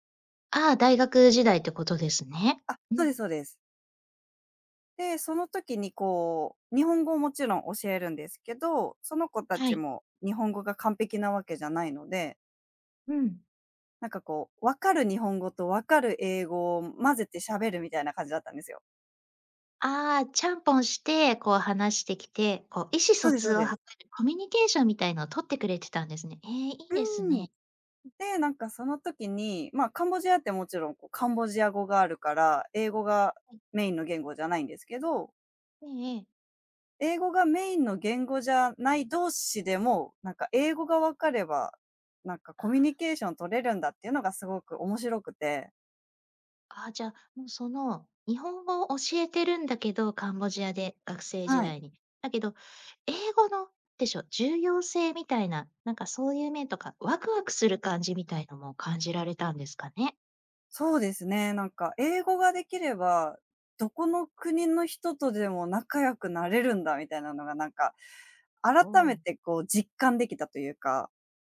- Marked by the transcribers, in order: none
- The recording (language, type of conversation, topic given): Japanese, podcast, 人生で一番の挑戦は何でしたか？